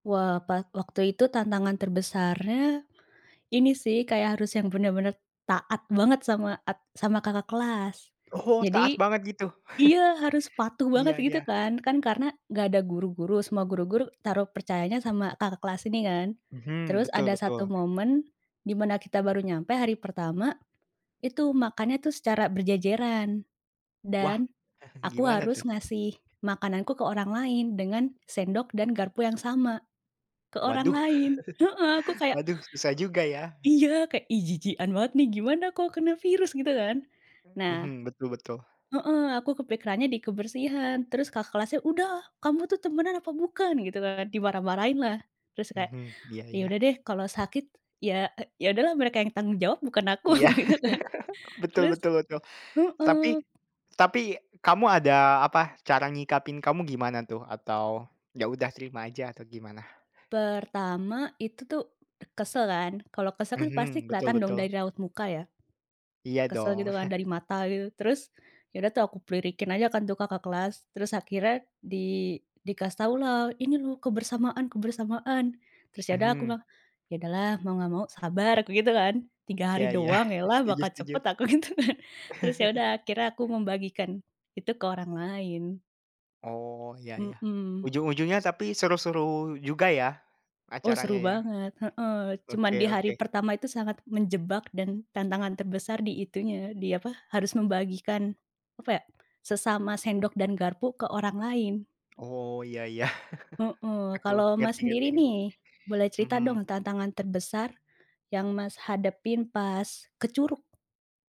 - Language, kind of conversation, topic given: Indonesian, unstructured, Apa pengalaman paling seru yang kamu alami saat mengikuti kegiatan luar ruang bersama teman-teman?
- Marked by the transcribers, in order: other background noise; chuckle; tapping; chuckle; chuckle; chuckle; laughing while speaking: "gitu kan"; chuckle; chuckle; chuckle; laughing while speaking: "gitu kan"; chuckle